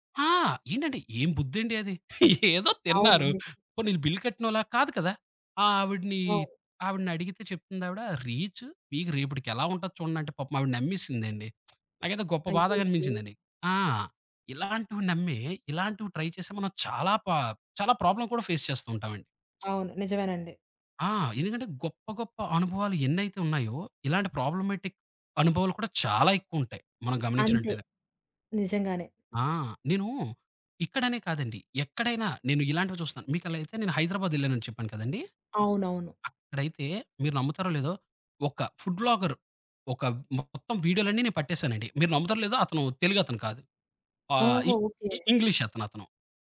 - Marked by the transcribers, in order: chuckle; in English: "బిల్"; in English: "రీచ్"; lip smack; in English: "ట్రై"; in English: "ప్రాబ్లమ్"; in English: "ఫేస్"; lip smack; in English: "ప్రాబ్లమాటిక్"; tapping; in English: "ఫుడ్ వ్లాగర్"
- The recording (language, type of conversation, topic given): Telugu, podcast, స్థానిక ఆహారం తింటూ మీరు తెలుసుకున్న ముఖ్యమైన పాఠం ఏమిటి?